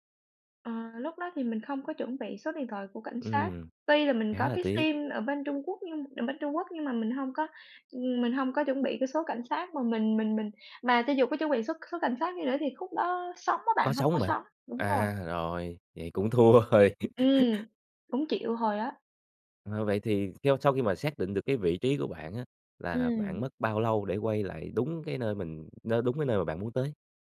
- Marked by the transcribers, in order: other background noise; tapping; laughing while speaking: "thua rồi"; laugh
- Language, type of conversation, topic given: Vietnamese, podcast, Bạn có lần nào lạc đường mà nhớ mãi không?